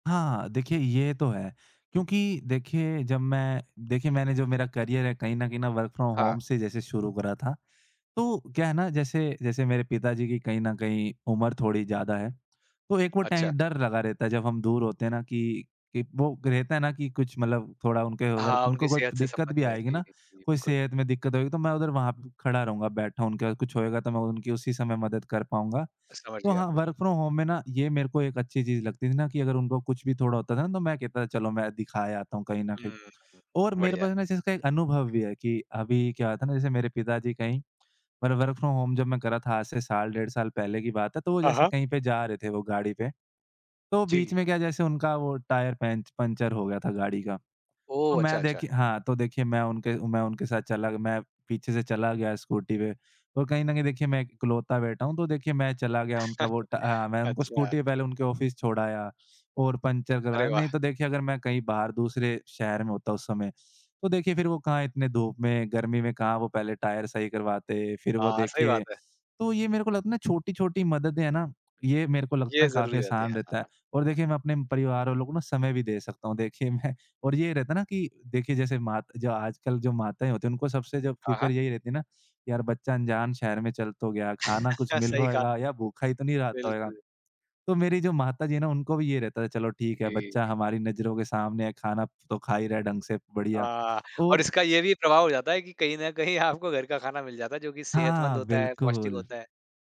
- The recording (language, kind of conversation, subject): Hindi, podcast, वर्क फ्रॉम होम ने तुम्हारी दिनचर्या में क्या बदलाव लाया है?
- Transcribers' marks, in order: in English: "करियर"; in English: "वर्क फ्रॉम होम"; other background noise; in English: "वर्क फ्रॉम होम"; tapping; in English: "वर्क फ्रॉम होम"; chuckle; in English: "ऑफ़िस"; laughing while speaking: "देखिए मैं"; chuckle; laughing while speaking: "कहीं आपको"